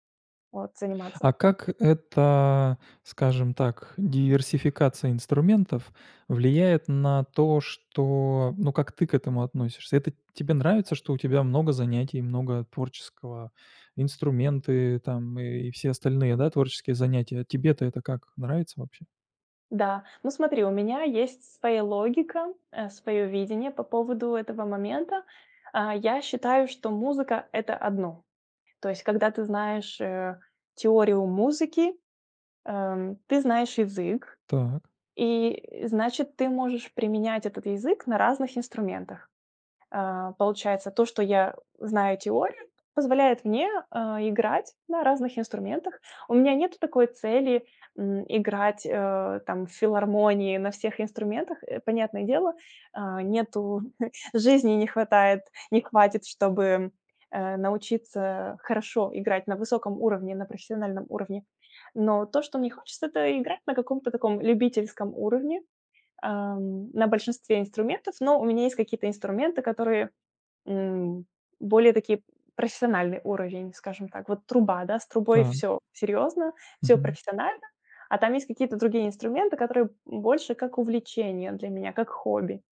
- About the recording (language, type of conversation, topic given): Russian, advice, Как вы справляетесь со страхом критики вашего творчества или хобби?
- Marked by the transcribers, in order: tapping; chuckle